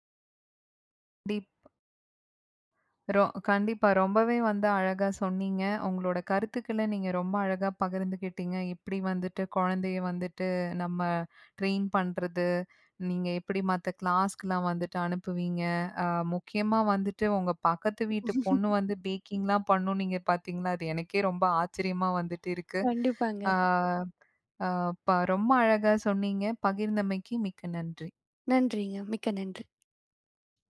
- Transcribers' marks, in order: other background noise; surprised: "அ முக்கியமா வந்துட்டு, உங்க பக்கத்து … ஆச்சரியமா வந்துட்டு இருக்கு"; laugh
- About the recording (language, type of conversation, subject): Tamil, podcast, குழந்தைகள் டிஜிட்டல் சாதனங்களுடன் வளரும்போது பெற்றோர் என்னென்ன விஷயங்களை கவனிக்க வேண்டும்?
- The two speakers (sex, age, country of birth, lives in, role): female, 20-24, India, India, guest; female, 35-39, India, India, host